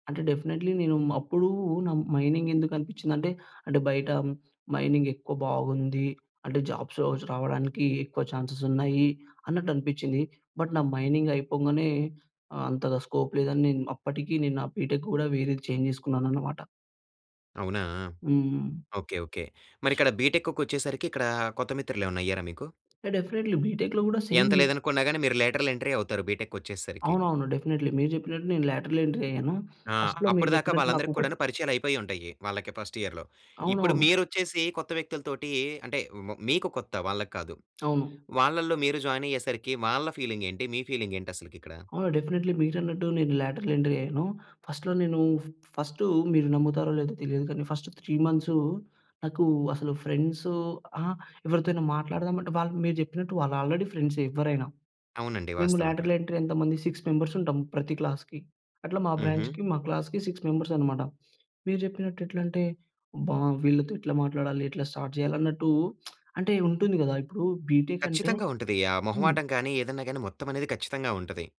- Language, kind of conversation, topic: Telugu, podcast, పాత స్నేహాలను నిలుపుకోవడానికి మీరు ఏమి చేస్తారు?
- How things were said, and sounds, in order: in English: "డెఫినెట్లీ"; in English: "మైనింగ్"; in English: "మైనింగ్"; in English: "జాబ్స్"; in English: "ఛాన్సెస్"; in English: "బట్ నా మైనింగ్"; in English: "స్కోప్"; in English: "బీటెక్"; in English: "చేంజ్"; other noise; in English: "ఇగ డెఫినెట్‌లీ. బీటెక్‌లో"; in English: "లేటరల్"; in English: "డెఫినెట్‌లీ"; in English: "లేటరల్ ఎంట్రీ"; in English: "ఫస్ట్‌లో"; in English: "ఫస్ట్ ఇయర్‌లో"; other background noise; in English: "జాయిన్"; in English: "డెఫినెట్‌లీ"; in English: "లేటరల్ ఎంట్రీ"; in English: "ఫస్ట్‌లో"; in English: "ఫస్టు"; in English: "ఫస్ట్ త్రీ"; in English: "ఆల్రెడీ"; in English: "లేటరల్ ఎంట్రీ"; in English: "సిక్స్ మెంబర్స్"; in English: "క్లాస్‌కి"; in English: "బ్రాంచ్‌కి"; in English: "క్లాస్‌కి సిక్స్ మెంబర్స్"; in English: "స్టార్ట్"; lip smack; in English: "బీటెక్"